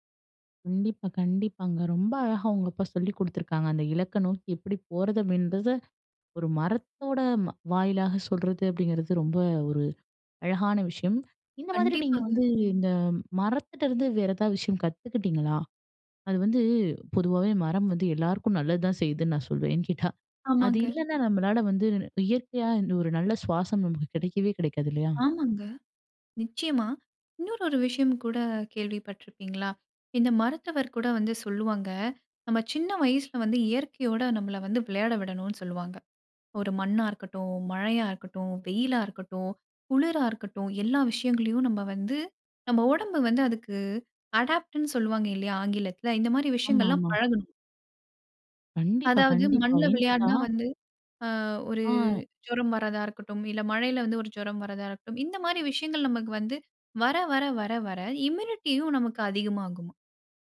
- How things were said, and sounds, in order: tapping; other background noise; background speech; in English: "அடாப்ட்னு"; in English: "இம்யூனிட்டியும்"
- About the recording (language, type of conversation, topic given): Tamil, podcast, ஒரு மரத்திடம் இருந்து என்ன கற்க முடியும்?